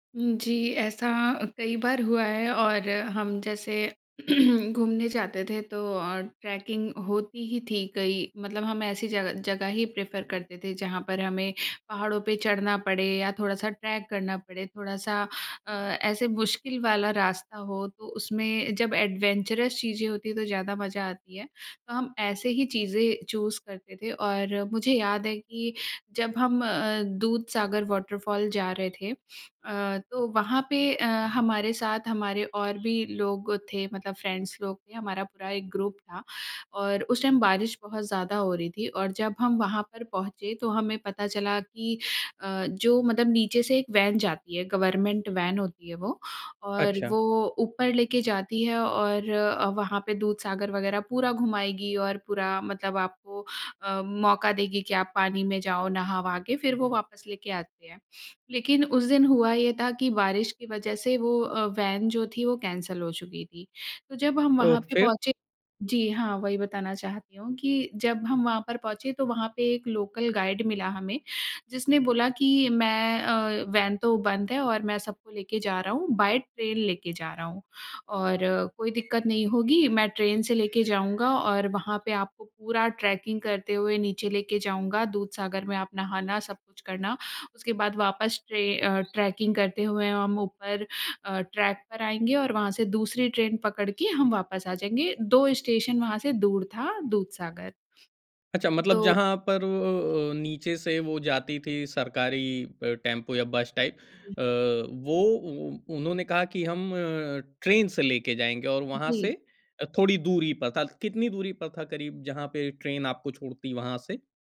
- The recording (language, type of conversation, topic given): Hindi, podcast, कैंपिंग या ट्रेकिंग के दौरान किसी मुश्किल में फँसने पर आपने क्या किया था?
- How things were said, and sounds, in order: throat clearing; in English: "ट्रैकिंग"; in English: "प्रेफ़र"; in English: "एडवेंचर्स"; in English: "चूज़"; in English: "वॉटरफॉल"; other background noise; in English: "फ्रेंड्स"; in English: "टाइम"; in English: "गवर्मेंट"; "गवर्नमेंट" said as "गवर्मेंट"; in English: "कैंसल"; in English: "लोकल गाइड"; in English: "बाय"; in English: "ट्रैकिंग"; in English: "ट्रैकिंग"; in English: "ट्रैक"; in English: "टाइप"